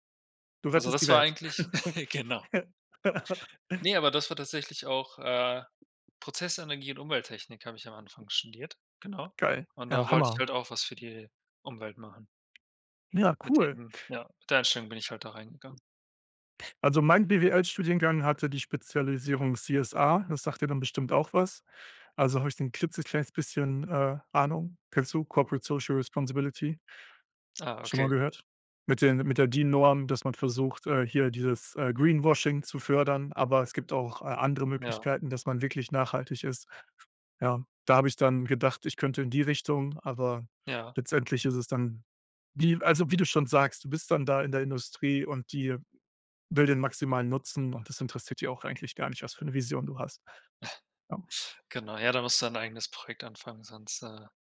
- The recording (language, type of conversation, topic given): German, unstructured, Wie bist du zu deinem aktuellen Job gekommen?
- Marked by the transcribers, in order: chuckle; laugh